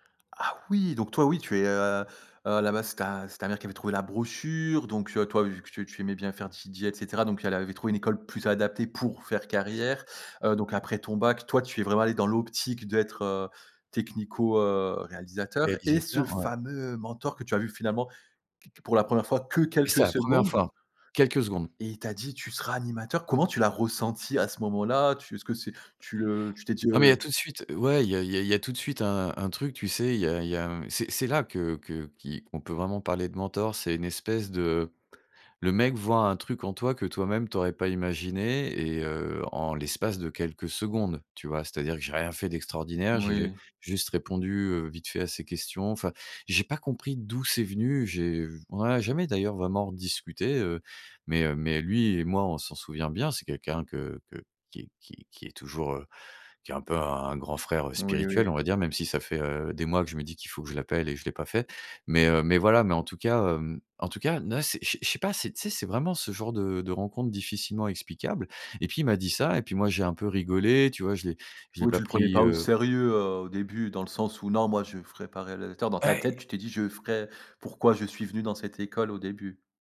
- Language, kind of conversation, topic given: French, podcast, Peux-tu me parler d’un mentor qui a tout changé pour toi ?
- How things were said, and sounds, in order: stressed: "pour"; other background noise; stressed: "que"